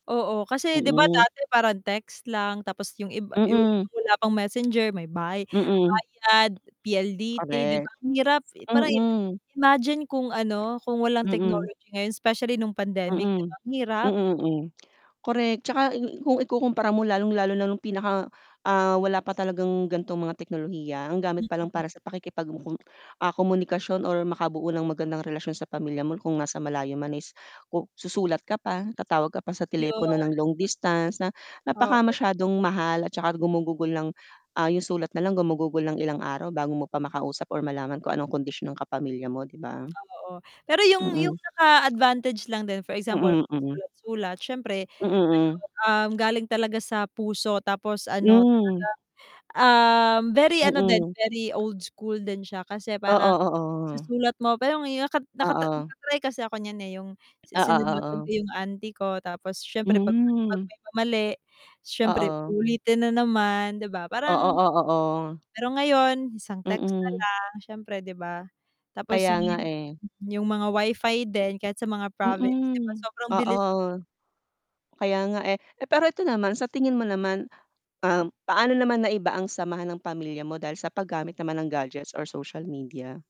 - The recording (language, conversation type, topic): Filipino, unstructured, Ano ang epekto ng teknolohiya sa relasyon mo sa pamilya?
- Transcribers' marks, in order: distorted speech; unintelligible speech; tapping; static; other background noise; mechanical hum; in English: "very old school"; "sinulatan" said as "sinugatan"; unintelligible speech